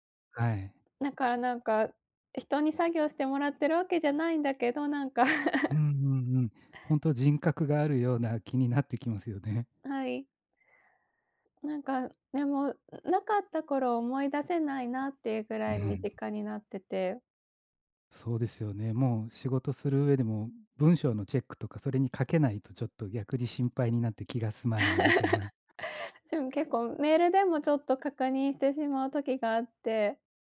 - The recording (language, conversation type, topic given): Japanese, unstructured, 最近、科学について知って驚いたことはありますか？
- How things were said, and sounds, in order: chuckle; laugh